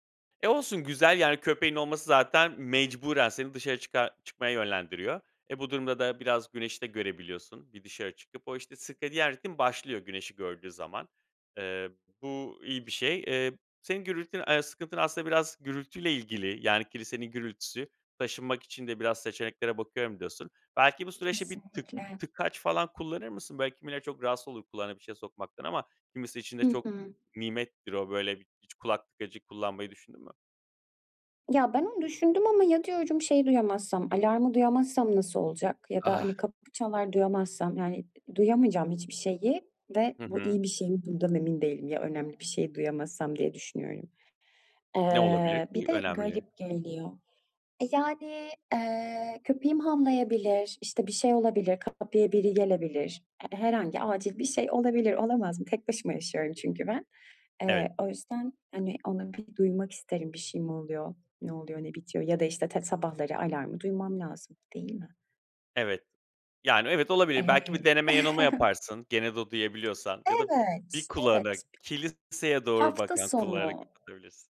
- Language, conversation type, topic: Turkish, advice, Her sabah yeterince dinlenmemiş hissediyorum; nasıl daha enerjik uyanabilirim?
- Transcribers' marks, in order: other background noise; chuckle; tapping